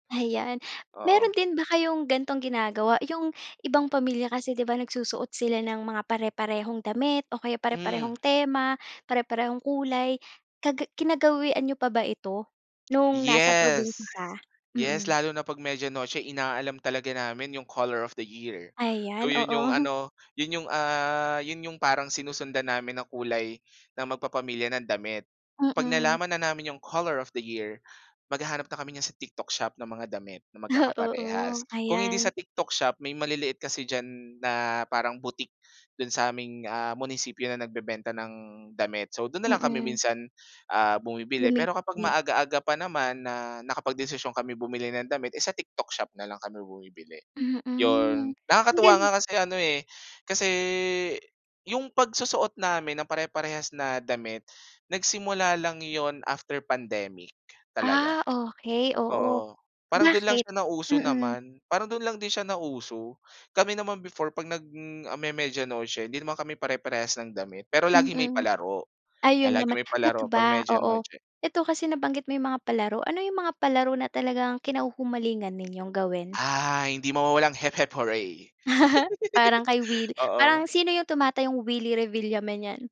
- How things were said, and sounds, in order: laugh; tapping; laugh; other background noise; giggle
- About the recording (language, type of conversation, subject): Filipino, podcast, Ano ang karaniwan ninyong ginagawa tuwing Noche Buena o Media Noche?